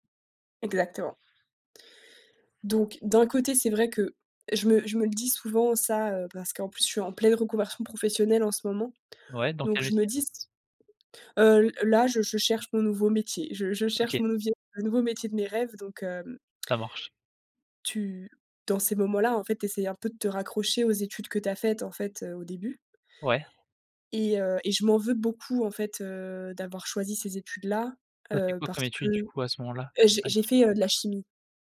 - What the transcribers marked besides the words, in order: none
- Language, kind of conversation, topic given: French, podcast, Quel conseil donnerais-tu à toi-même à 18 ans, sans filtre ?